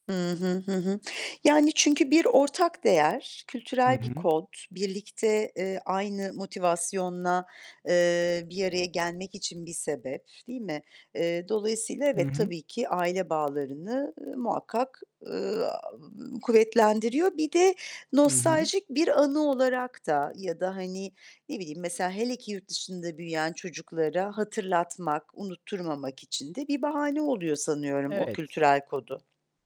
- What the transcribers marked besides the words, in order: distorted speech; other background noise
- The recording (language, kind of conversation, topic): Turkish, unstructured, Sizce bayramlar aile bağlarını nasıl etkiliyor?